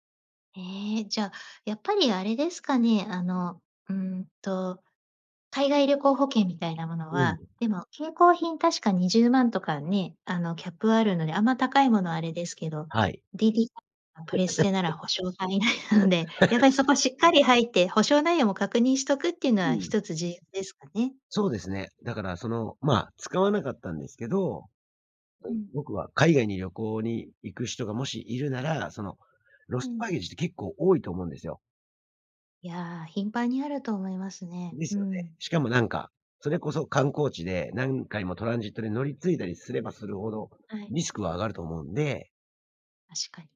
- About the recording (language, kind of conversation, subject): Japanese, podcast, 荷物が届かなかったとき、どう対応しましたか？
- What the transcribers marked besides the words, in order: laugh; tapping; laugh; other background noise; laughing while speaking: "保証範囲内なので"